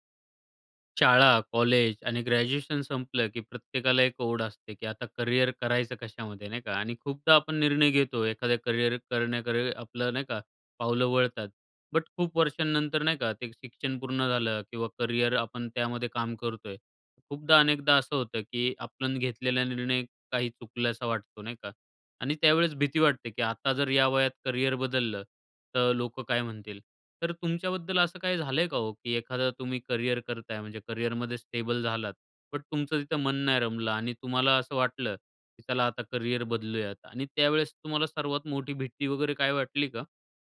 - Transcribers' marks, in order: in English: "बट"; in English: "स्टेबल"; in English: "बट"
- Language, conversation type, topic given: Marathi, podcast, करिअर बदलताना तुला सगळ्यात मोठी भीती कोणती वाटते?